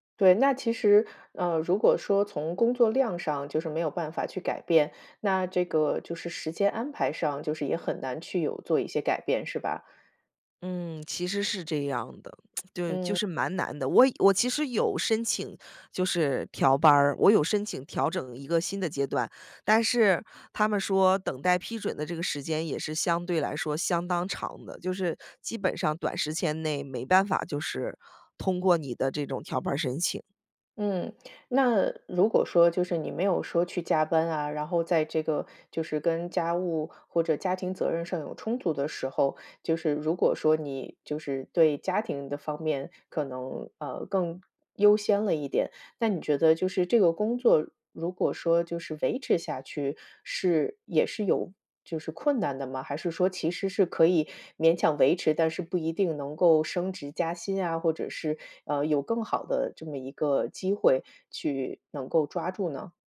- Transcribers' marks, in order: lip smack
- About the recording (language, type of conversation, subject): Chinese, advice, 压力下的自我怀疑